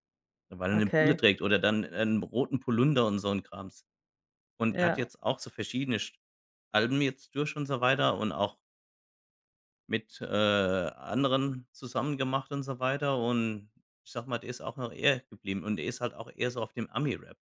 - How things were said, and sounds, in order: none
- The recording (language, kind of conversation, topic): German, unstructured, Was hältst du von Künstlern, die nur auf Klickzahlen achten?
- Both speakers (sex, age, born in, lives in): female, 25-29, Germany, Spain; male, 45-49, Germany, Germany